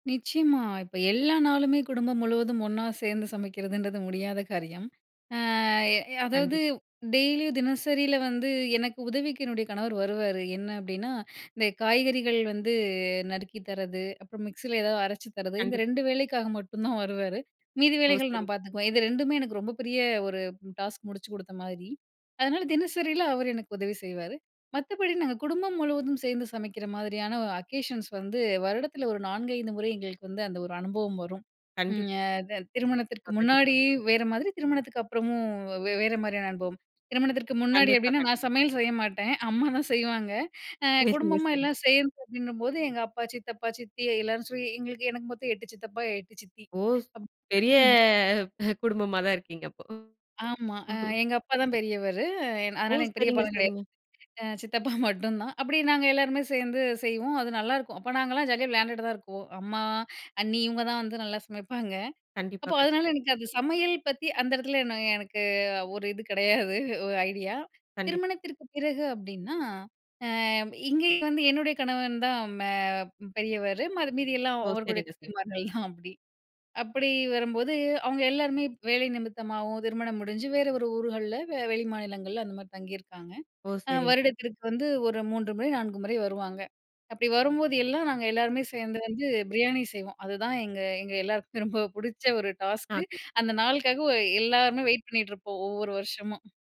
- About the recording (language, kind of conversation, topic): Tamil, podcast, குடும்பம் முழுவதும் சேர்ந்து சமையல் செய்வது பற்றிய உங்கள் அனுபவம் என்ன?
- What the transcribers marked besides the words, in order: drawn out: "அ"; laughing while speaking: "மட்டும் தான்"; in English: "டாஸ்க்"; in English: "அக்கேஷன்ஸ்"; unintelligible speech; laughing while speaking: "அம்மாதான்"; unintelligible speech; unintelligible speech; laughing while speaking: "பெரிய குடும்பமாதான்"; drawn out: "பெரிய"; chuckle; other background noise; laughing while speaking: "சித்தப்பா மட்டும்தான்"; laughing while speaking: "சமைப்பாங்க"; laughing while speaking: "இது கிடையாது"; in English: "ஐடியா"; "அவருடைய" said as "அவர்களுடைய"; laughing while speaking: "தம்பிமார்கள் தான்"; laughing while speaking: "ரொம்ப புடிச்ச"; in English: "டாஸ்க்கு"; other noise